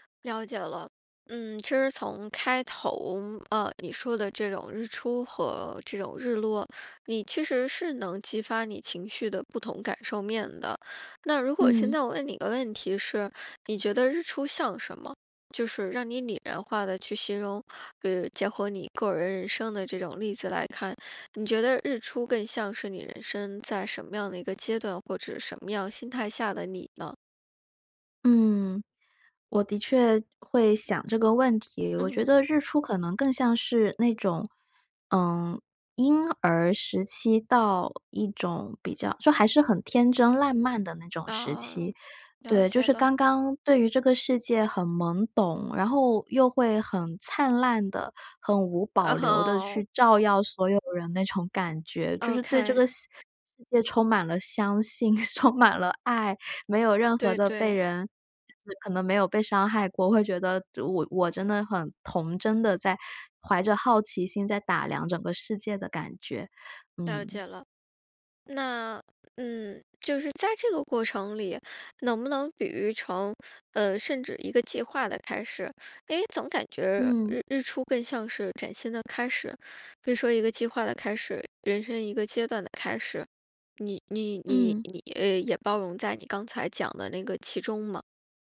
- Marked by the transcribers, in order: laughing while speaking: "那种"; laughing while speaking: "充满了爱"
- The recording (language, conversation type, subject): Chinese, podcast, 哪一次你独自去看日出或日落的经历让你至今记忆深刻？